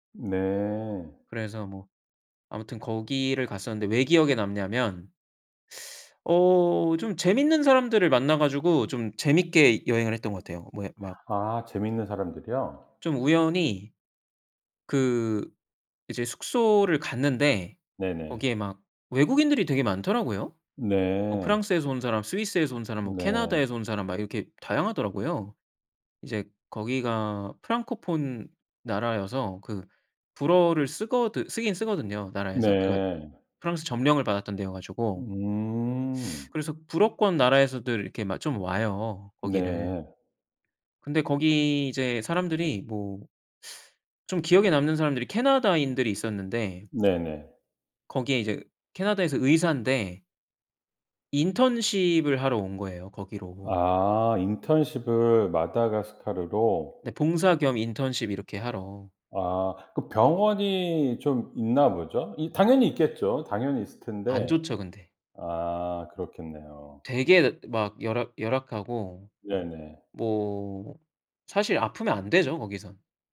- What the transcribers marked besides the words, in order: none
- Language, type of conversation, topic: Korean, podcast, 가장 기억에 남는 여행 경험을 이야기해 주실 수 있나요?